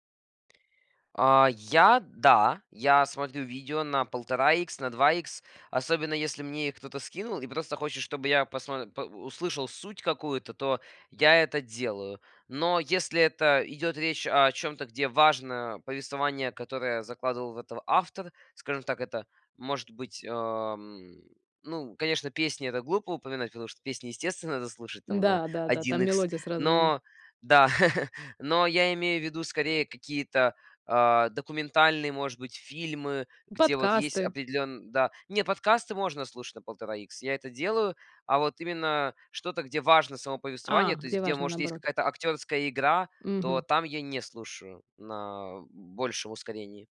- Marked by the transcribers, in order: chuckle; tapping; other background noise
- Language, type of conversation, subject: Russian, podcast, Что вы делаете, чтобы отдохнуть от экранов?